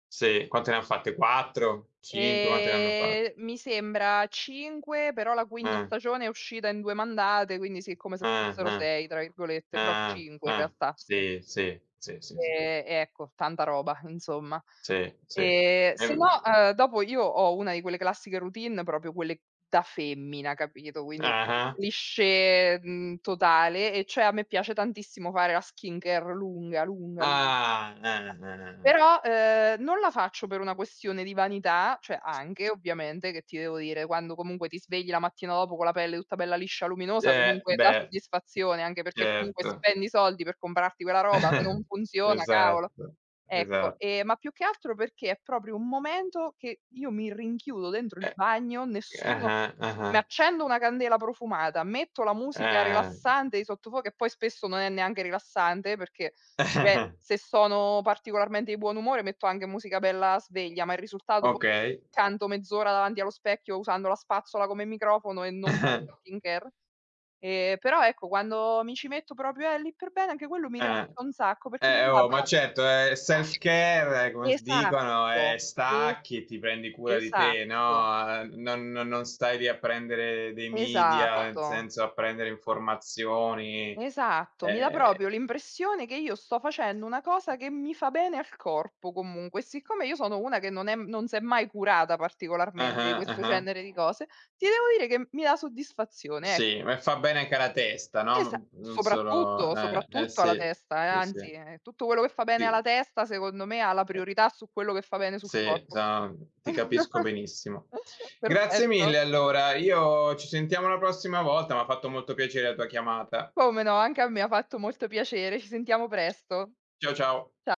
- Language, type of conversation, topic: Italian, unstructured, Come ti rilassi dopo una giornata stressante?
- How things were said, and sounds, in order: drawn out: "Ehm"; other background noise; unintelligible speech; other noise; drawn out: "Ah"; tapping; chuckle; "sottofondo" said as "sottofuoco"; giggle; giggle; in English: "self care"; unintelligible speech; laugh